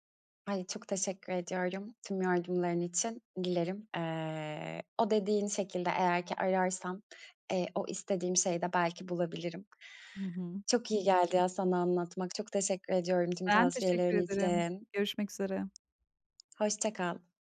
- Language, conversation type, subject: Turkish, advice, Gelecek planları (evlilik, taşınma, kariyer) konusunda yaşanan uyumsuzluğu nasıl çözebiliriz?
- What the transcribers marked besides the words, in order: tapping